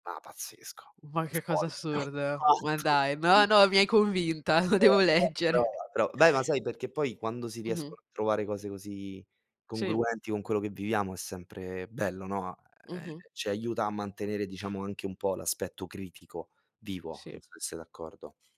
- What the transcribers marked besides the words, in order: unintelligible speech; laughing while speaking: "lo devo leggere"; unintelligible speech; other background noise
- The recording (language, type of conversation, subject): Italian, unstructured, Come ti piace esprimere chi sei veramente?